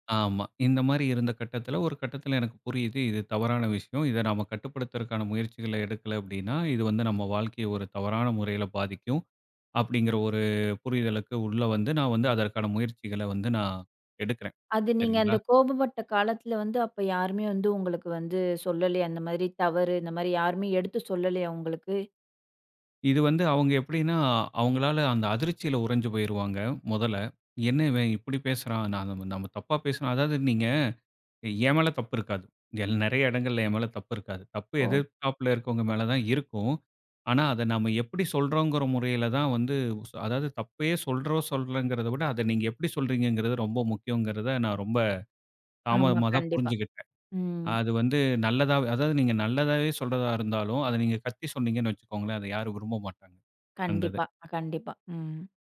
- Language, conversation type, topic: Tamil, podcast, கோபம் வந்தால் நீங்கள் அதை எந்த வழியில் தணிக்கிறீர்கள்?
- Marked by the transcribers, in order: none